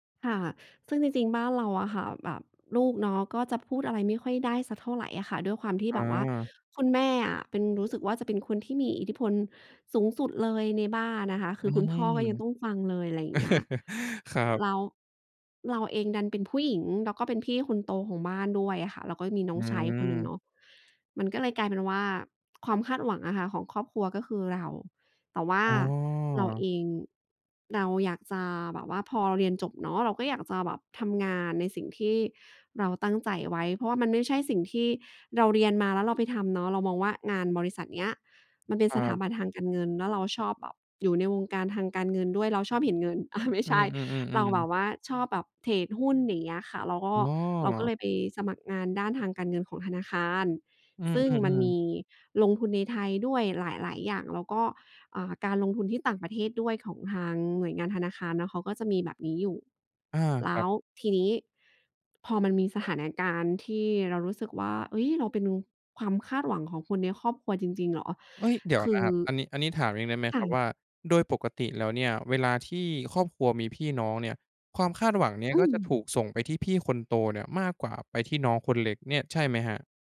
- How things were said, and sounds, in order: chuckle; laughing while speaking: "อะ ไม่ใช่"
- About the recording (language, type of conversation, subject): Thai, podcast, คุณรับมือกับความคาดหวังจากคนในครอบครัวอย่างไร?